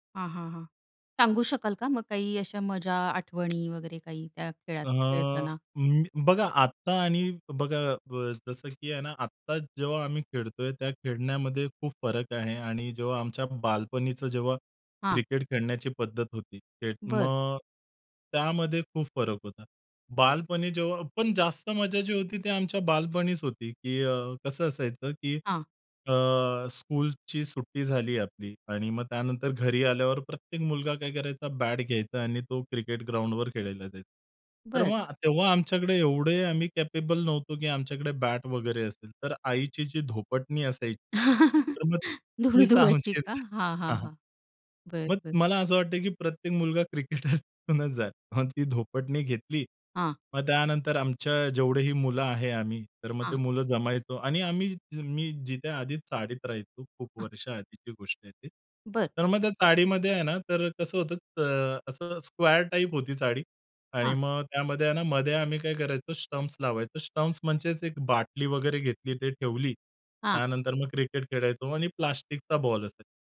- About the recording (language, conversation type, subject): Marathi, podcast, मित्रांबरोबर खेळताना तुला सगळ्यात जास्त मजा कशात वाटायची?
- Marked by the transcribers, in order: tapping; other background noise; in English: "स्कूलची"; in English: "कॅपेबल"; laughing while speaking: "तीच आमची बॅट"; chuckle; laughing while speaking: "धुळ धुवायची का?"; laughing while speaking: "क्रिकेट होऊन जाईल"; unintelligible speech; in English: "स्क्वेअर"